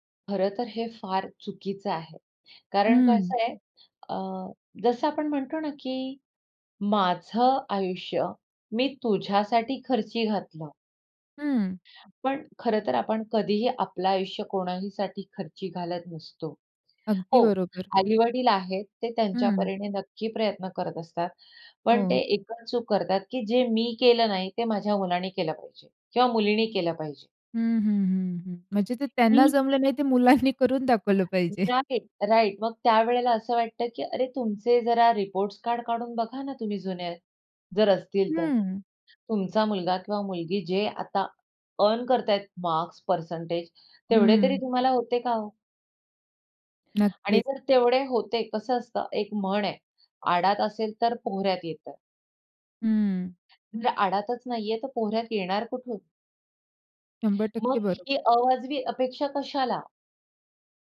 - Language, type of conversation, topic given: Marathi, podcast, आई-वडिलांना तुमच्या करिअरबाबत कोणत्या अपेक्षा असतात?
- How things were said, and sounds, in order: other background noise; laughing while speaking: "मुलांनी करून दाखवलं पाहिजे"; in English: "राइट, राइट"; in English: "अर्न"; horn